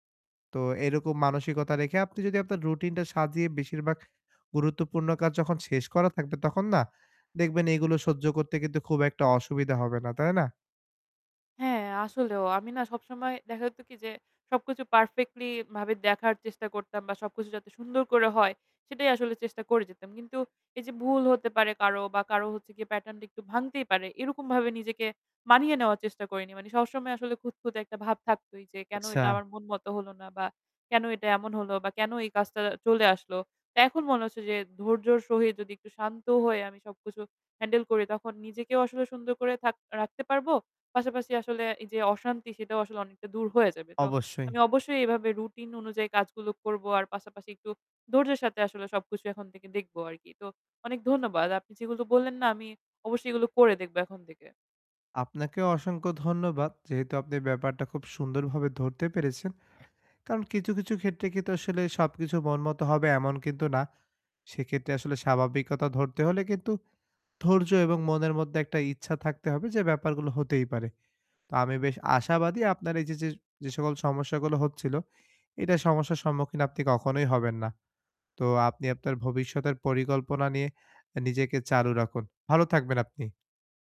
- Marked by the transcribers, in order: static; in English: "পারফেক্টলি"; in English: "প্যাটার্ন"
- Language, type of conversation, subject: Bengali, advice, আমি অল্প সময়ে একসঙ্গে অনেক কাজ কীভাবে সামলে নেব?